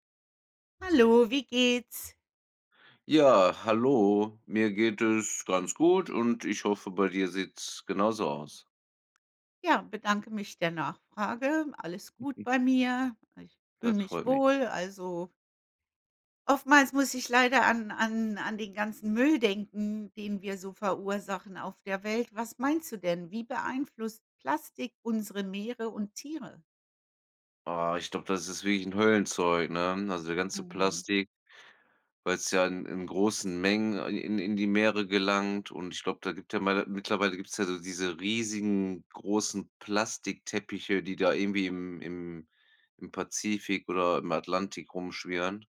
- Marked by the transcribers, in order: other background noise; chuckle
- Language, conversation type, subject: German, unstructured, Wie beeinflusst Plastik unsere Meere und die darin lebenden Tiere?